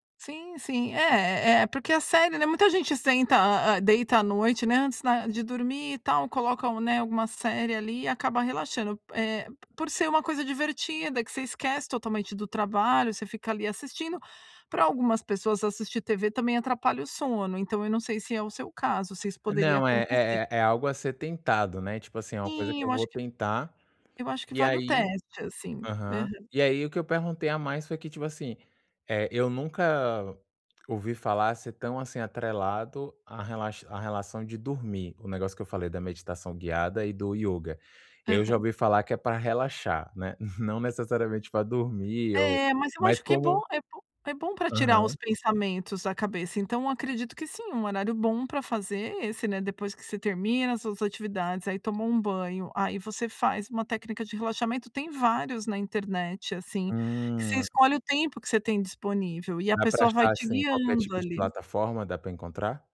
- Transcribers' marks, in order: none
- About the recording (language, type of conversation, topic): Portuguese, advice, Como posso relaxar em casa depois do trabalho?